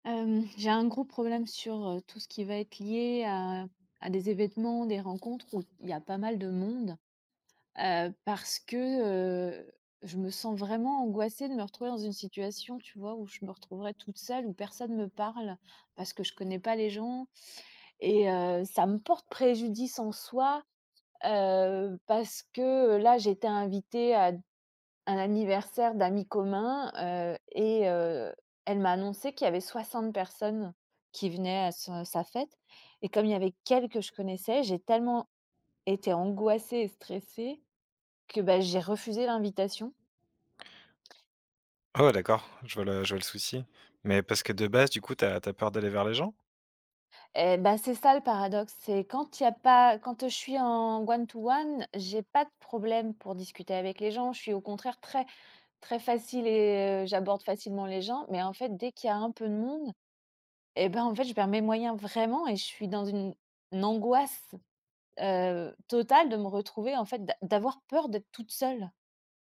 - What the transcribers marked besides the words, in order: in English: "one to one"; stressed: "vraiment"; stressed: "angoisse"
- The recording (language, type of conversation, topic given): French, advice, Comment décririez-vous votre anxiété sociale lors d’événements ou de rencontres ?
- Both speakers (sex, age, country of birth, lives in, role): female, 45-49, France, France, user; male, 35-39, France, France, advisor